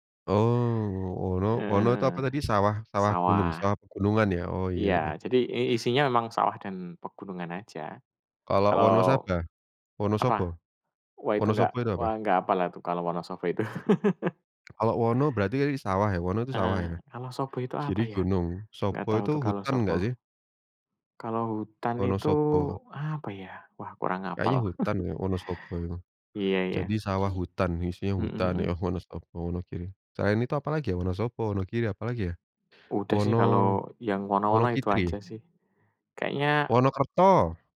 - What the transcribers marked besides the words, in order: tapping; laugh; chuckle; other background noise
- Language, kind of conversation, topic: Indonesian, unstructured, Bagaimana kamu meyakinkan teman untuk ikut petualangan yang menantang?